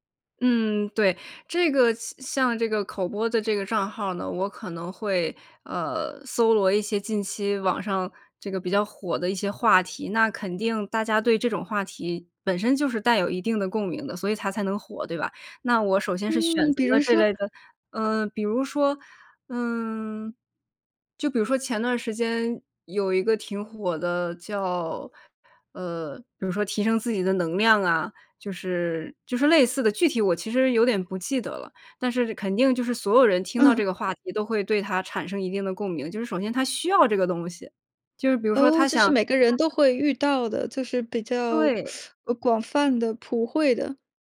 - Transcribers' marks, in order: unintelligible speech; shush
- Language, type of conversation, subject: Chinese, podcast, 你怎么让观众对作品产生共鸣?